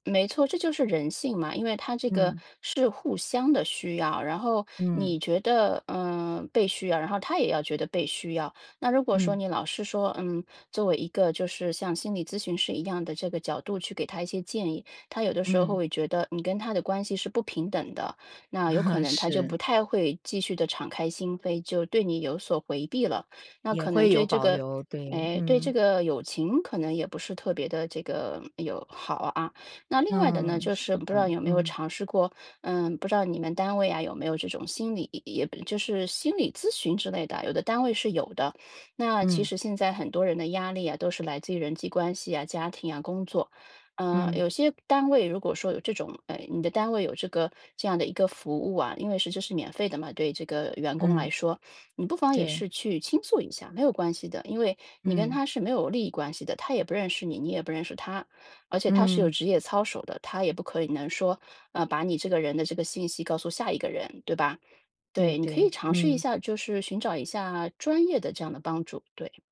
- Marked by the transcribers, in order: laugh; other background noise; tapping
- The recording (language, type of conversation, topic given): Chinese, advice, 我该如何在关系中开始表达脆弱，并逐步建立信任？